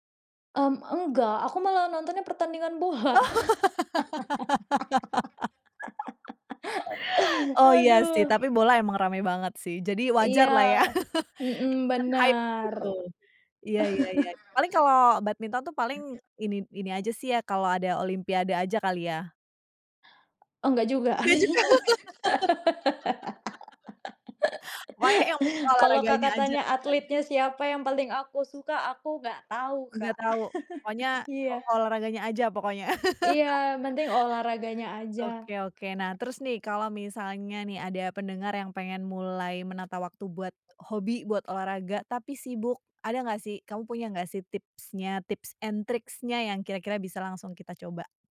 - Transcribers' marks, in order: laughing while speaking: "Oh"; laugh; laugh; background speech; laugh; in English: "hype"; laugh; tapping; laugh; laughing while speaking: "juga"; laugh; chuckle; laugh; other background noise; in English: "and tricks-nya"
- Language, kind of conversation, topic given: Indonesian, podcast, Bagaimana hobimu memengaruhi kehidupan sehari-harimu?